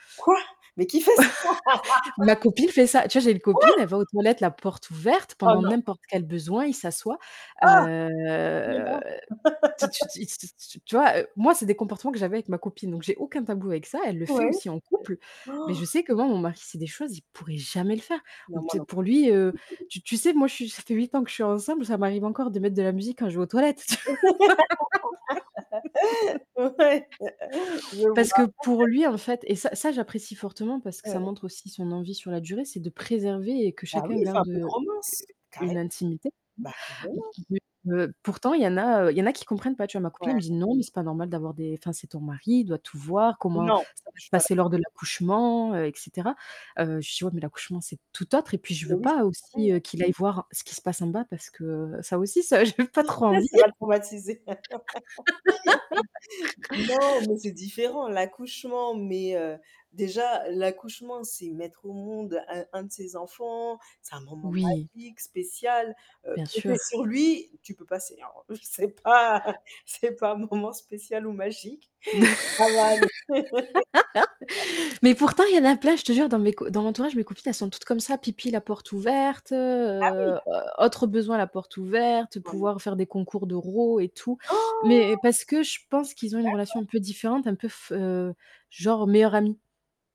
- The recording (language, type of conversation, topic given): French, unstructured, Comment définirais-tu une relation amoureuse réussie ?
- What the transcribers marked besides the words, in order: static; surprised: "Quoi ?"; chuckle; laughing while speaking: "ça ?"; laugh; surprised: "Quoi ?"; distorted speech; drawn out: "heu"; laugh; stressed: "jamais"; other background noise; laugh; laughing while speaking: "Ouais"; laugh; laugh; stressed: "préserver"; chuckle; laugh; laughing while speaking: "ça, j'ai pas trop envie"; laugh; tapping; background speech; laugh; stressed: "Han"